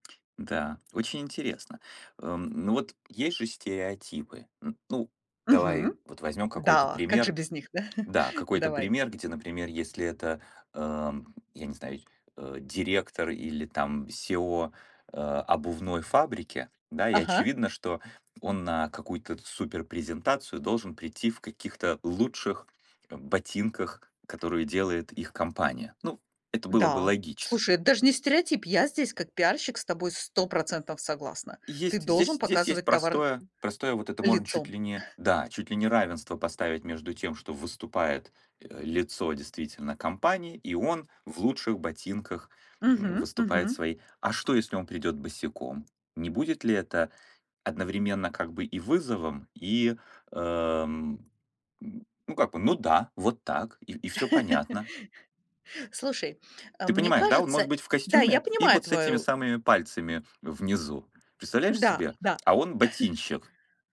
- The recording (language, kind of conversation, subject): Russian, podcast, Что делает образ профессиональным и внушающим доверие?
- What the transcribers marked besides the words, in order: tapping; laughing while speaking: "да"; chuckle; chuckle; laugh; other background noise; chuckle